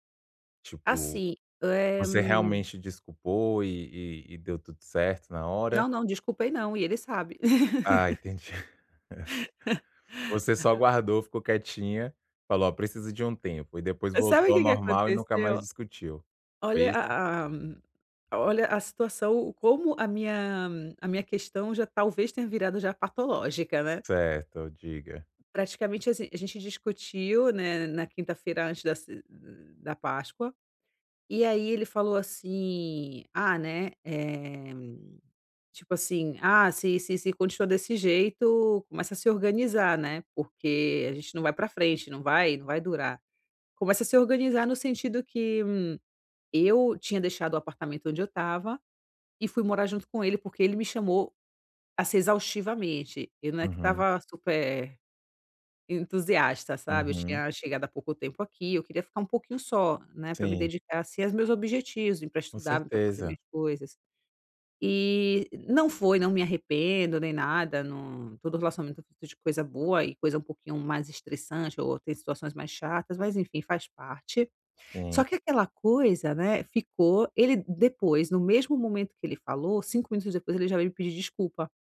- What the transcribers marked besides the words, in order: laugh; chuckle; laugh; tapping
- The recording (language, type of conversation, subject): Portuguese, advice, Como posso manter uma boa relação depois de uma briga familiar?